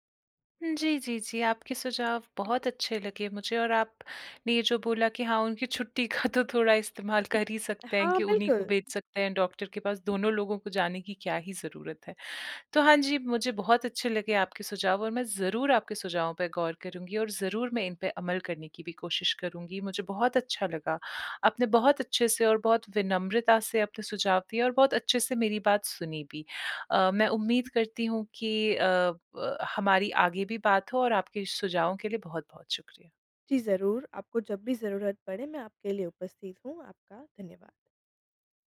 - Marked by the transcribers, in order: laughing while speaking: "का तो थोड़ा"
- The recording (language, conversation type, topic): Hindi, advice, बच्चे के जन्म के बाद आप नए माता-पिता की जिम्मेदारियों के साथ तालमेल कैसे बिठा रहे हैं?